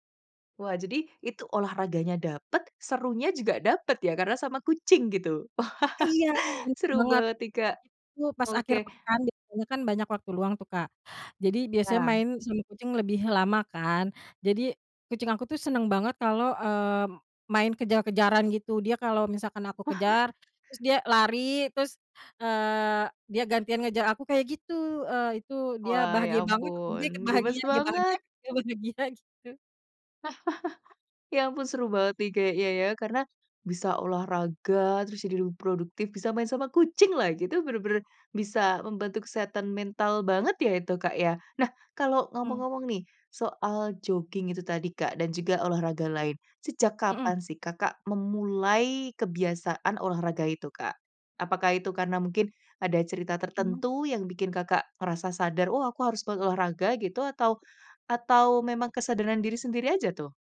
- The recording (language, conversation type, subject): Indonesian, podcast, Apa kebiasaan harian yang paling membantu menjaga kesehatan mentalmu?
- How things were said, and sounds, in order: chuckle; chuckle; laughing while speaking: "dia bahagia gitu"; chuckle